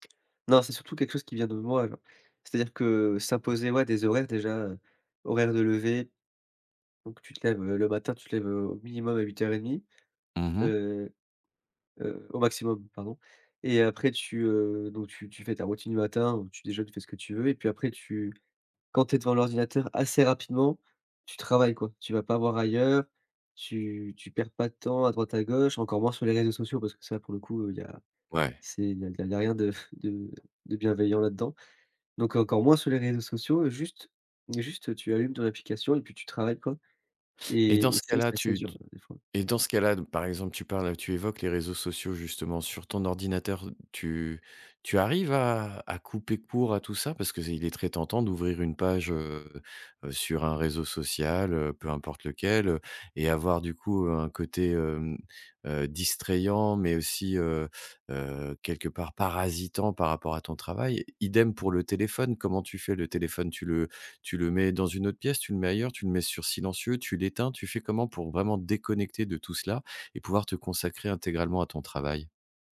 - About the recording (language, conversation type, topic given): French, podcast, Comment aménages-tu ton espace de travail pour télétravailler au quotidien ?
- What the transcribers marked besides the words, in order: tapping